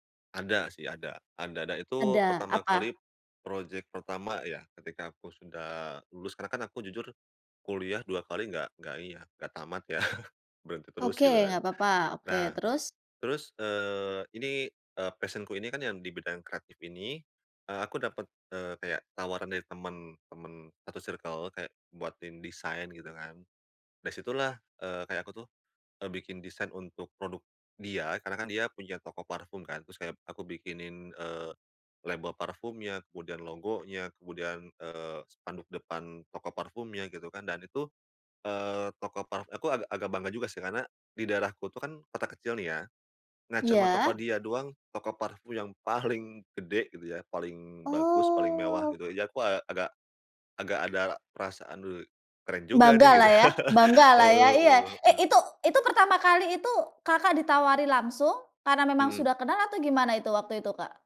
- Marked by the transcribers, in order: laughing while speaking: "ya"; in English: "passion-ku"; in English: "circle"; other background noise; laughing while speaking: "gitu"; chuckle
- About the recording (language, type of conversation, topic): Indonesian, podcast, Bagaimana cara menemukan minat yang dapat bertahan lama?